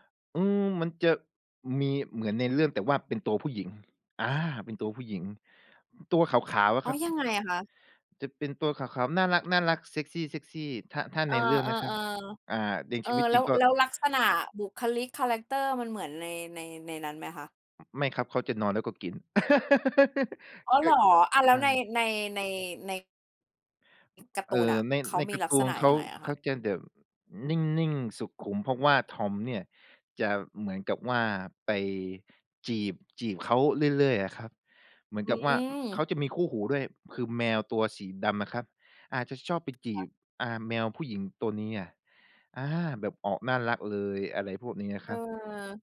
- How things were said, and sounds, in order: laugh
- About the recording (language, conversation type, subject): Thai, podcast, ตอนเด็กๆ คุณดูการ์ตูนเรื่องไหนที่ยังจำได้แม่นที่สุด?